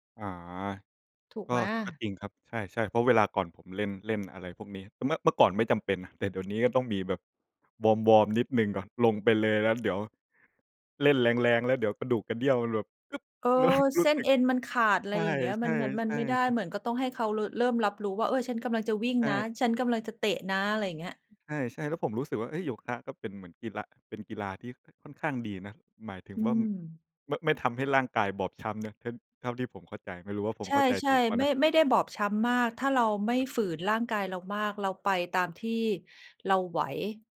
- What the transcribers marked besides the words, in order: laughing while speaking: "แล้ว"; "ว่า" said as "ว้ำ"
- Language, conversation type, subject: Thai, unstructured, การเล่นกีฬาเป็นงานอดิเรกช่วยให้สุขภาพดีขึ้นจริงไหม?